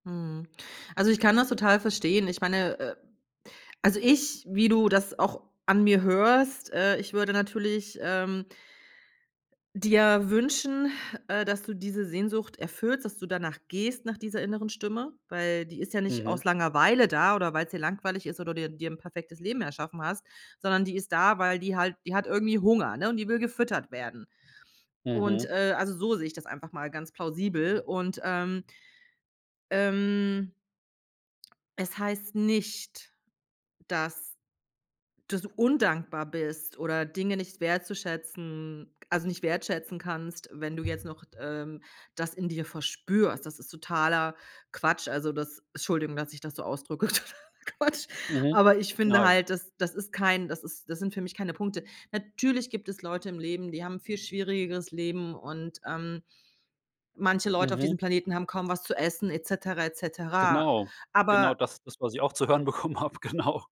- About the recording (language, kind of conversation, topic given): German, advice, Wie kann es sein, dass ich äußerlich erfolgreich bin, mich innerlich leer fühle und am Sinn meines Lebens zweifle?
- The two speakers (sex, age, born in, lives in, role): female, 45-49, Germany, Germany, advisor; male, 45-49, Germany, Germany, user
- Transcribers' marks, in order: stressed: "nicht"; other background noise; laughing while speaking: "totaler Quatsch"; laughing while speaking: "zu hören bekommen habe, genau"